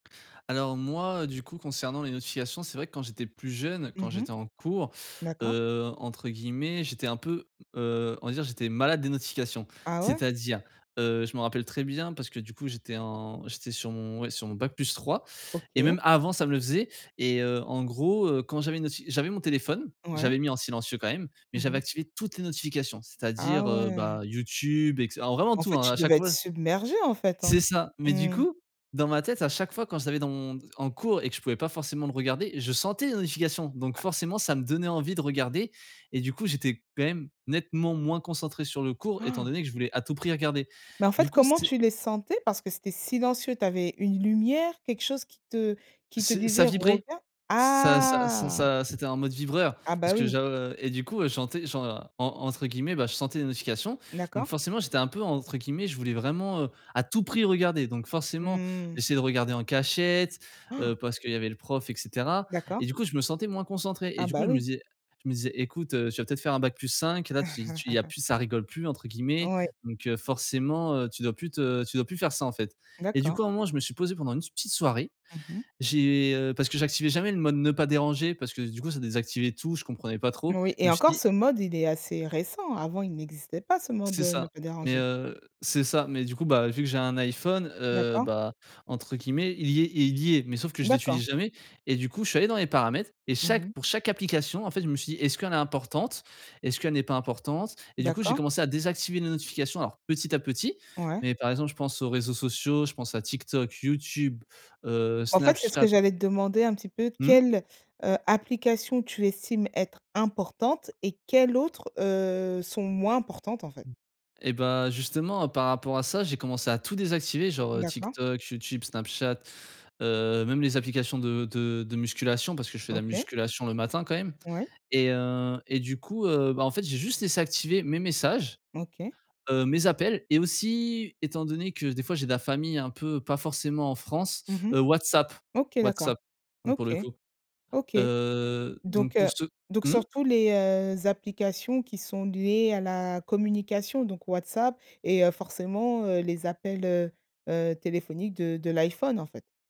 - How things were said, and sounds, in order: tapping; stressed: "toutes"; gasp; other background noise; drawn out: "Ah"; gasp; chuckle
- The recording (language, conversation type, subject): French, podcast, Comment fais-tu pour réduire les notifications envahissantes au quotidien ?